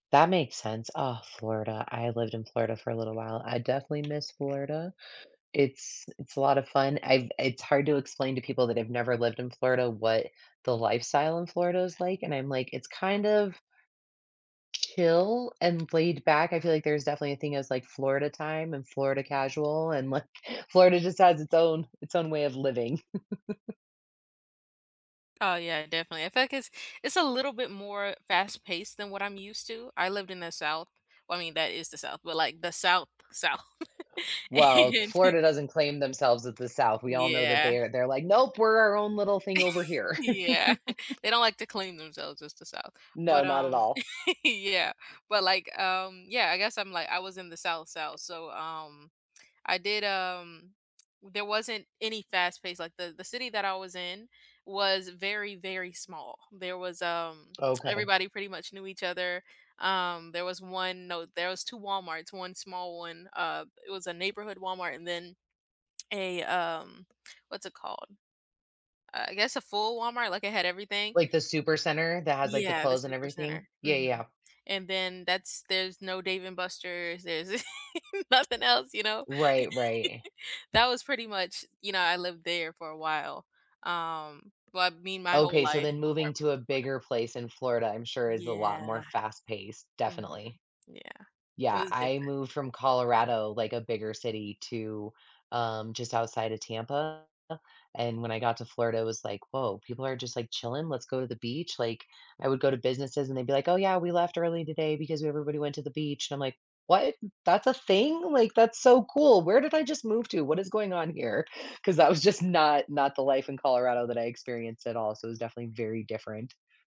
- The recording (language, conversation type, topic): English, unstructured, What’s the best meal you’ve had lately, and what made it feel special to you?
- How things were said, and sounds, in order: tapping; other background noise; laughing while speaking: "like"; chuckle; chuckle; laughing while speaking: "And"; laugh; chuckle; laugh; laugh; lip smack; laugh; laughing while speaking: "nothing else, you know?"; laugh; laughing while speaking: "was just"